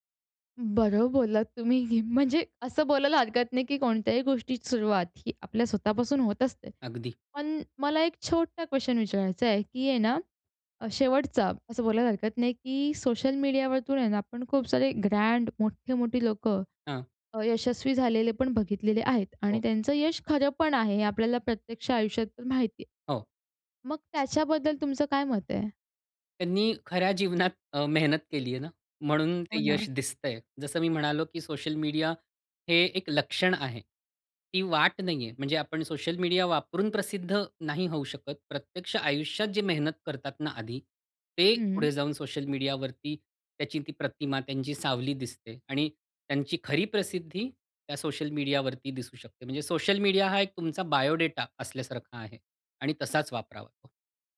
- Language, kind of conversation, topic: Marathi, podcast, सोशल मीडियावर दिसणं आणि खऱ्या जगातलं यश यातला फरक किती आहे?
- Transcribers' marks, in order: in English: "क्वेशन"; in English: "ग्रँड"